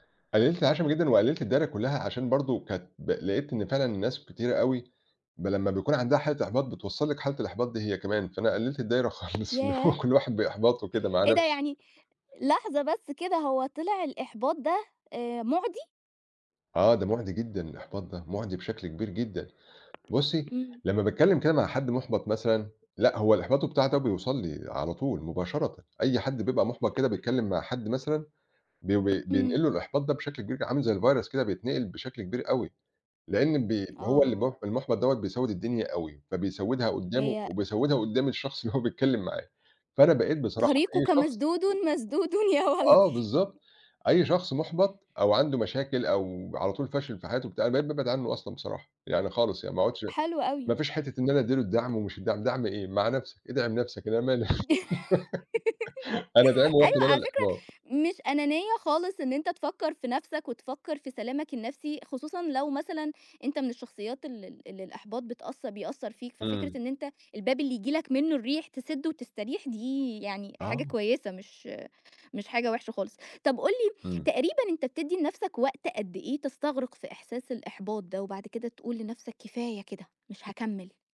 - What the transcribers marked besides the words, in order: laughing while speaking: "خالص، اللي هو كل واحد بإحباطه كده مع نفسه"; other background noise; in English: "الvirus"; laughing while speaking: "اللي هو"; laughing while speaking: "يا ولدي"; other noise; laugh; laughing while speaking: "أنا ما لي أنا أدعمه، واخد أنا الإحباط"; tapping
- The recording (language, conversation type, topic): Arabic, podcast, إيه اللي بيحفّزك تكمّل لما تحس بالإحباط؟